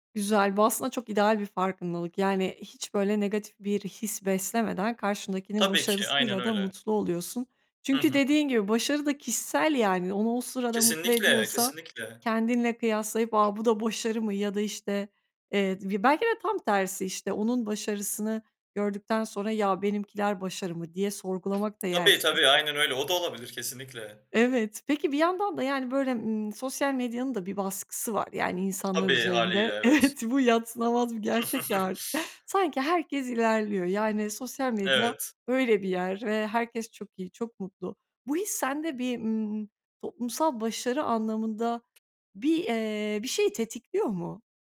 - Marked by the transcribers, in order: other background noise; tapping; laughing while speaking: "evet"; chuckle
- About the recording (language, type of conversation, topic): Turkish, podcast, Toplumun başarı tanımı seni etkiliyor mu?